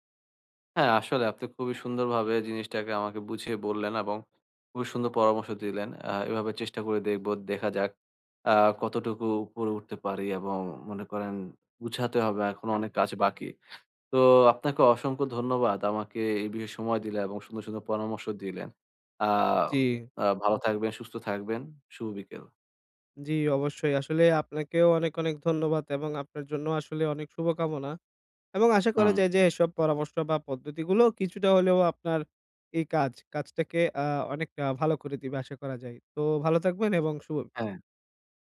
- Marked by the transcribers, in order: tapping
- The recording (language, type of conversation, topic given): Bengali, advice, ব্যর্থতার পর কীভাবে আবার লক্ষ্য নির্ধারণ করে এগিয়ে যেতে পারি?